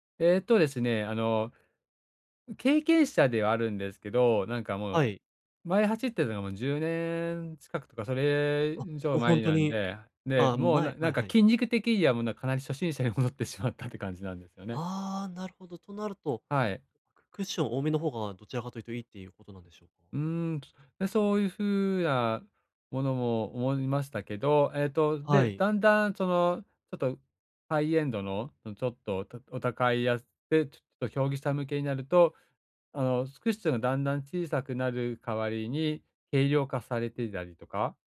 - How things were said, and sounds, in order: other noise
- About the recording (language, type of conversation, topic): Japanese, advice, 買い物で選択肢が多すぎて決められないときは、どうすればいいですか？